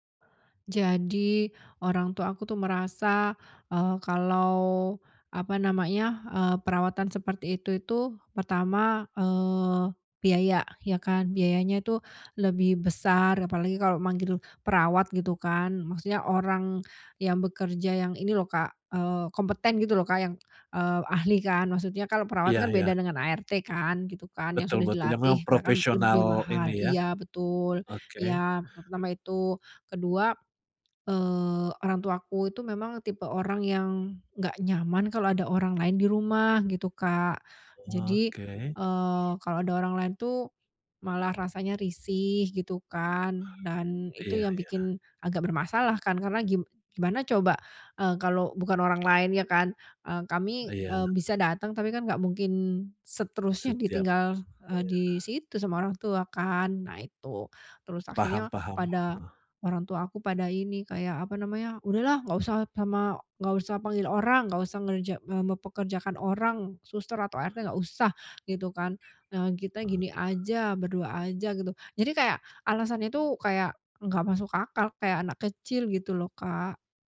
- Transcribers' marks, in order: tapping; other background noise
- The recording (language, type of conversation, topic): Indonesian, advice, Bagaimana cara mengelola konflik keluarga terkait keputusan perawatan orang tua?